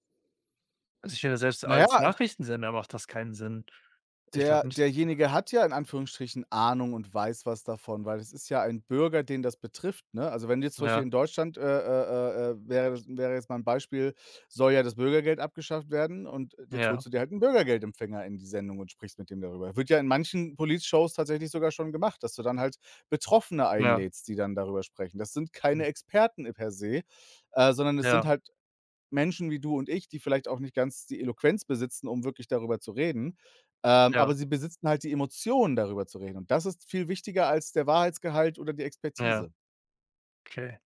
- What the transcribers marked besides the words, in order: other background noise; "Politshows" said as "Politik-Shows"
- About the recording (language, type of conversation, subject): German, unstructured, Wie beeinflussen soziale Medien unsere Wahrnehmung von Nachrichten?